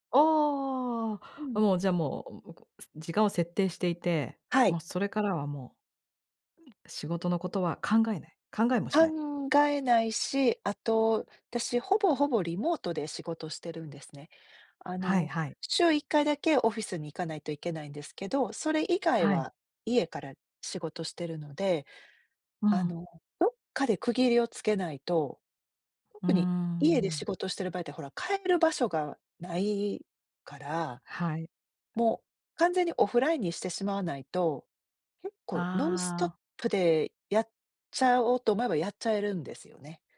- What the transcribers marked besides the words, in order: none
- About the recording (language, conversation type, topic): Japanese, podcast, 仕事と私生活の境界はどのように引いていますか？